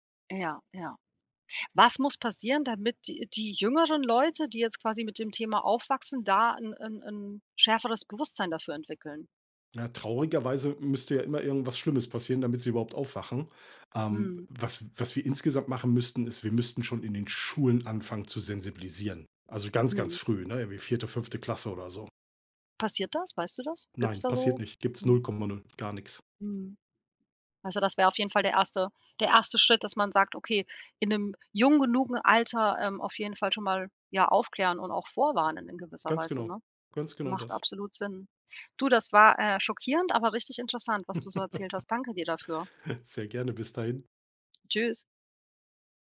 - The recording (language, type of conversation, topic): German, podcast, Was ist dir wichtiger: Datenschutz oder Bequemlichkeit?
- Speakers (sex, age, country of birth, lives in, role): female, 40-44, Germany, Portugal, host; male, 45-49, Germany, Germany, guest
- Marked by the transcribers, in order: chuckle